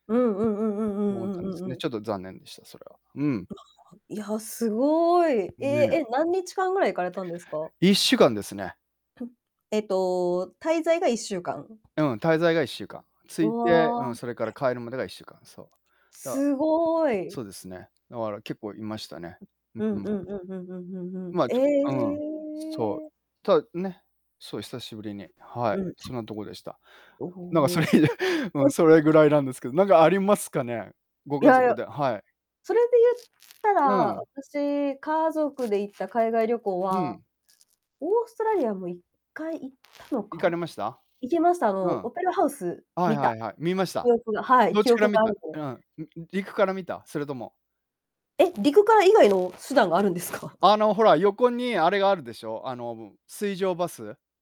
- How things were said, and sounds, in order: other background noise; tapping; distorted speech; static; drawn out: "ええ"; unintelligible speech; laughing while speaking: "それ以来、うん。それぐらいなんですけど"; laughing while speaking: "あるんですか？"
- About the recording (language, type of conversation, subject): Japanese, unstructured, 家族で旅行に行ったことはありますか？どこに行きましたか？